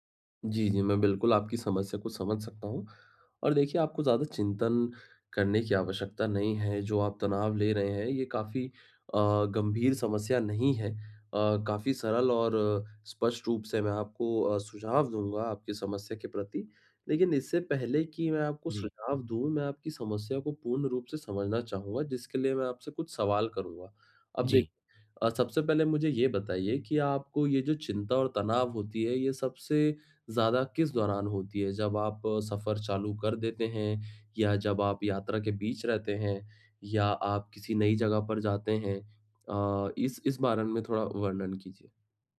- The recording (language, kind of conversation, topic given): Hindi, advice, यात्रा के दौरान तनाव और चिंता को कम करने के लिए मैं क्या करूँ?
- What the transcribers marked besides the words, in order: none